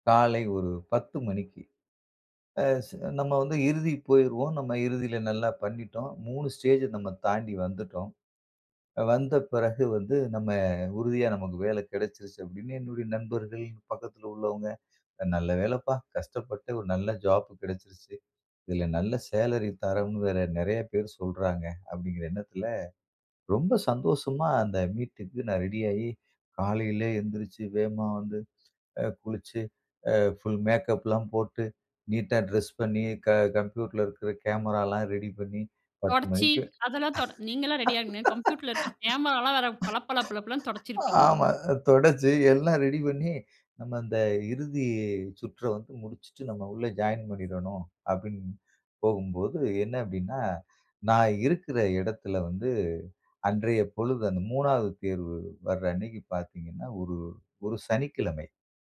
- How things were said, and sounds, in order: in English: "ஸ்டேஜ்"; in English: "ஃபுல் மேக்கப்லாம்"; laugh; grunt
- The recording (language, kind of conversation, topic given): Tamil, podcast, ஒரு பெரிய வாய்ப்பை தவறவிட்ட அனுபவத்தை பகிரலாமா?